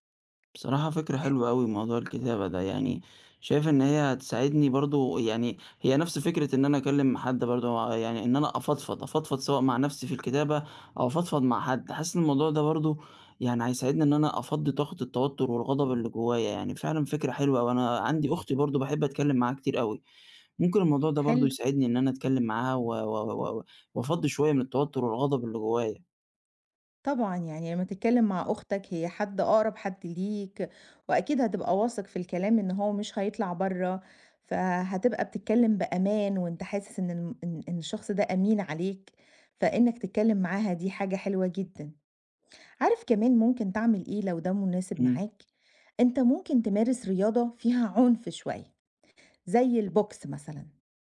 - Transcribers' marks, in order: tapping; in English: "الbox"
- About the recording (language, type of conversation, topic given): Arabic, advice, إزاي بتلاقي نفسك بتلجأ للكحول أو لسلوكيات مؤذية كل ما تتوتر؟